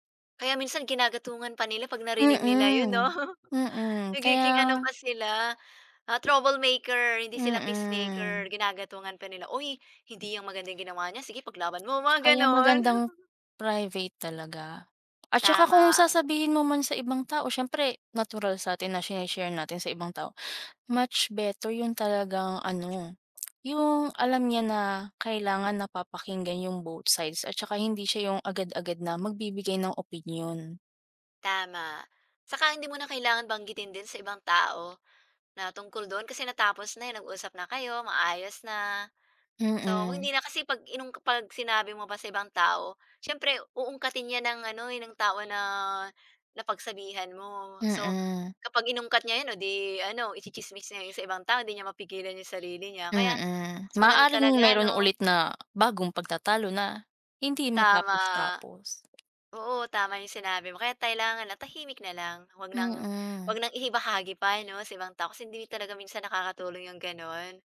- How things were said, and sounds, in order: chuckle; tapping; chuckle; other background noise
- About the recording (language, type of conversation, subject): Filipino, unstructured, Ano ang ginagawa mo para maiwasan ang paulit-ulit na pagtatalo?